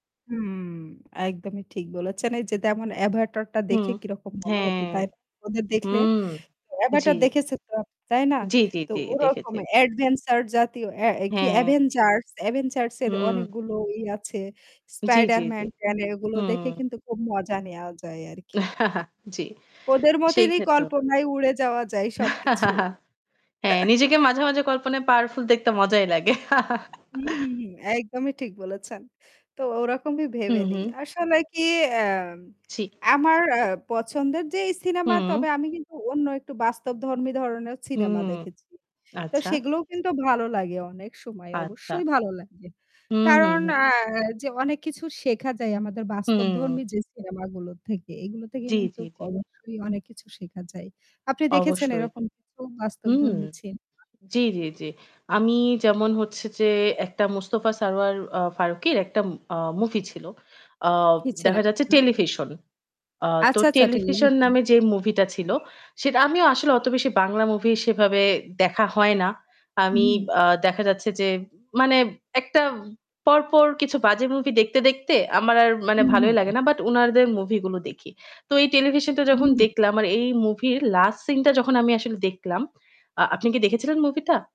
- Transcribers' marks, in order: static; "যেমন" said as "দেমন"; lip smack; distorted speech; chuckle; chuckle; tapping; chuckle; chuckle; mechanical hum; "cinema" said as "ছিনেমা"; "cinema" said as "ছিনেমা"; unintelligible speech; other background noise; horn
- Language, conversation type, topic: Bengali, unstructured, কোন ধরনের সিনেমা দেখতে আপনার সবচেয়ে বেশি ভালো লাগে?